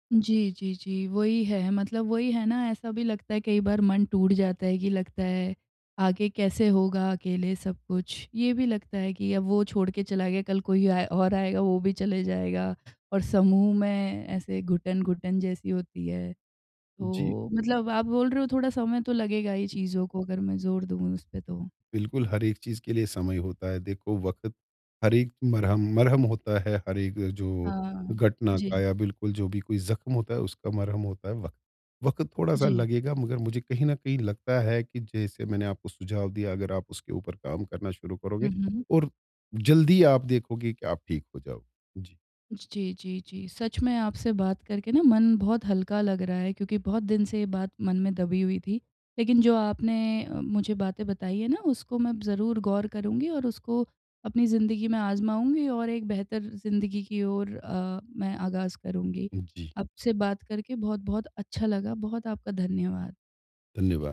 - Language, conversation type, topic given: Hindi, advice, समूह समारोहों में मुझे उत्साह या दिलचस्पी क्यों नहीं रहती?
- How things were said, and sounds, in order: other background noise; other noise; tapping